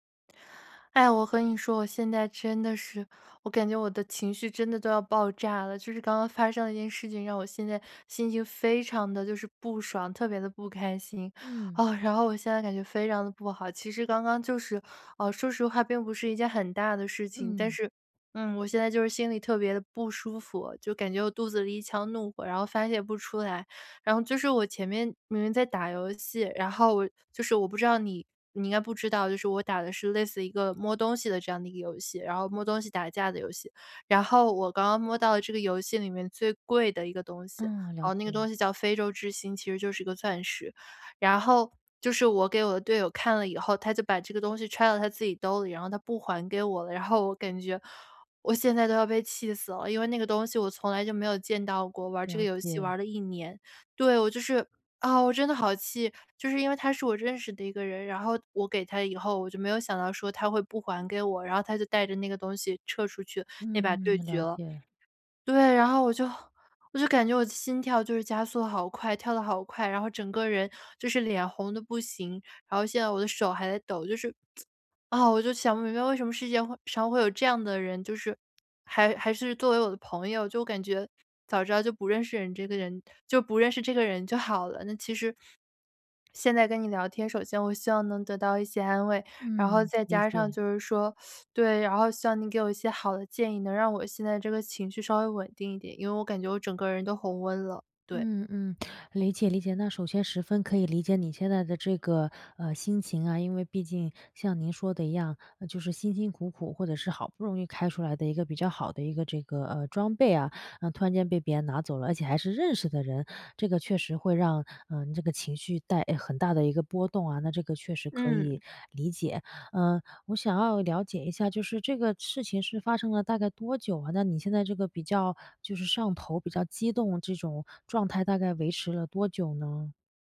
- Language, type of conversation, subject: Chinese, advice, 我情绪失控时，怎样才能立刻稳定下来？
- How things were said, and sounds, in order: lip smack; other background noise; teeth sucking